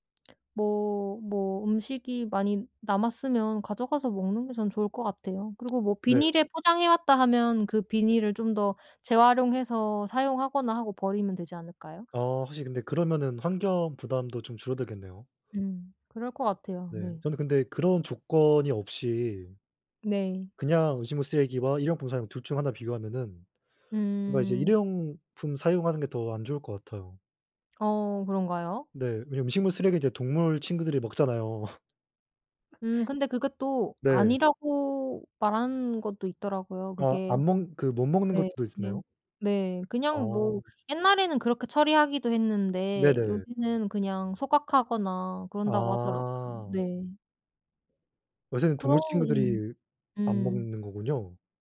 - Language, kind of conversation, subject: Korean, unstructured, 식당에서 남긴 음식을 가져가는 게 왜 논란이 될까?
- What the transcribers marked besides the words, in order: tapping; other background noise; laugh